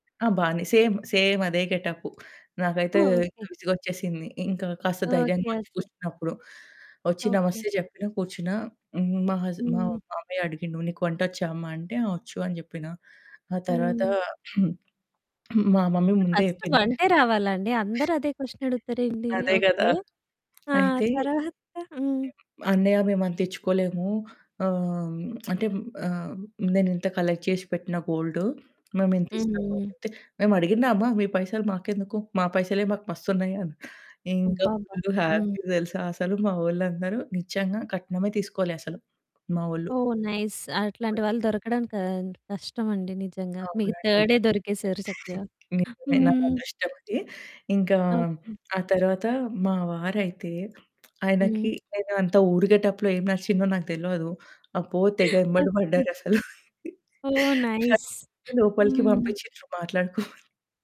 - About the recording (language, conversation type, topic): Telugu, podcast, జీవిత భాగస్వామి ఎంపికలో కుటుంబం ఎంతవరకు భాగస్వామ్యం కావాలని మీరు భావిస్తారు?
- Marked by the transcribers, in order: laughing while speaking: "ఓకే"; throat clearing; other background noise; in English: "క్వషన్"; giggle; lip smack; in English: "కలెక్ట్"; in English: "హ్యాపీ"; in English: "నైస్"; unintelligible speech; distorted speech; laughing while speaking: "నన్ను లోపలికి పంపిచ్చిన్రు మాట్లాడుకోమని"; in English: "నైస్"